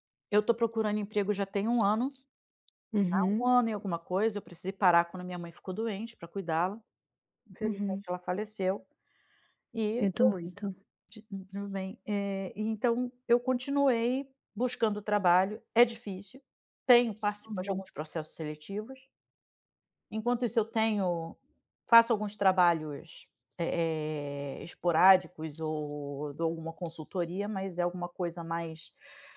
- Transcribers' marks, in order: other background noise; tapping; unintelligible speech
- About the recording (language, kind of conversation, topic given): Portuguese, advice, Como lidar com as críticas da minha família às minhas decisões de vida em eventos familiares?